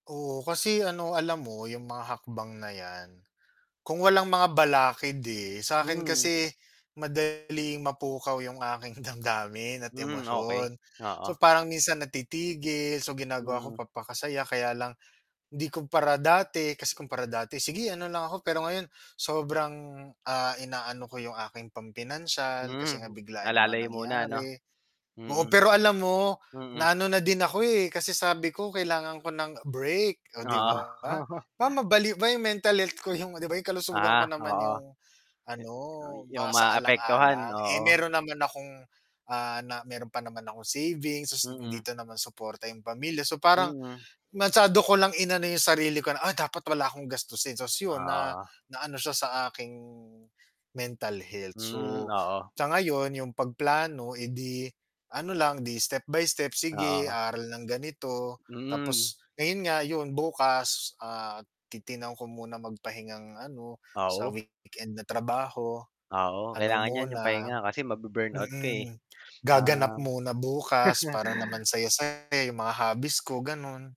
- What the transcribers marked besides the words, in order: distorted speech; laughing while speaking: "damdamin"; static; chuckle; tongue click
- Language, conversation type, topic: Filipino, unstructured, Ano ang mga pangarap mo sa buhay na gusto mong makamit?